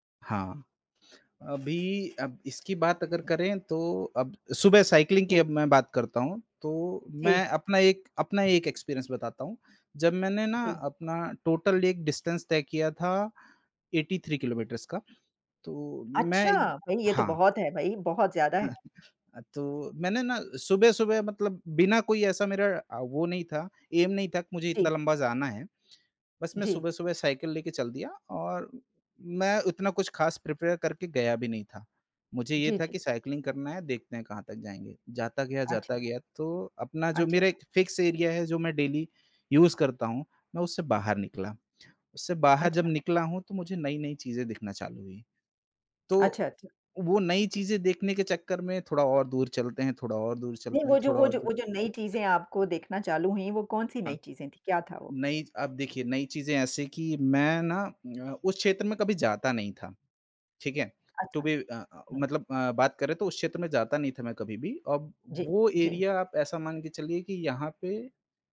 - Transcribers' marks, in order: in English: "साइक्लिंग"; in English: "एक्सपीरियंस"; in English: "टोटल"; in English: "डिस्टेंस"; chuckle; in English: "ऐम"; in English: "प्रिपेयर"; in English: "साइक्लिंग"; in English: "फिक्स एरिया"; in English: "डेली यूज़"; tapping; in English: "टू बी"; in English: "एरिया"
- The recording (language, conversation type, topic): Hindi, unstructured, आपकी राय में साइकिल चलाना और दौड़ना—इनमें से अधिक रोमांचक क्या है?